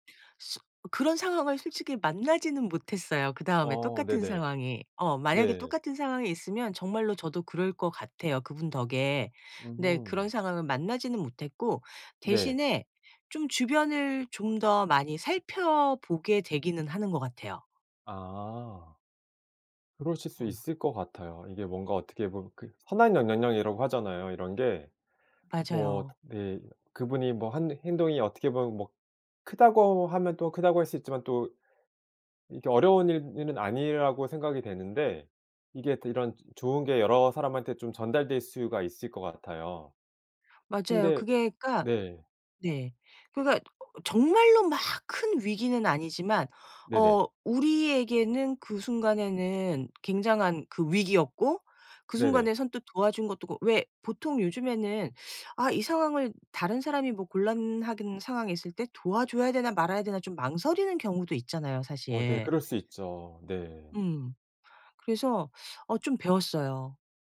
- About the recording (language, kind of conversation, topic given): Korean, podcast, 위기에서 누군가 도와준 일이 있었나요?
- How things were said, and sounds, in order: other background noise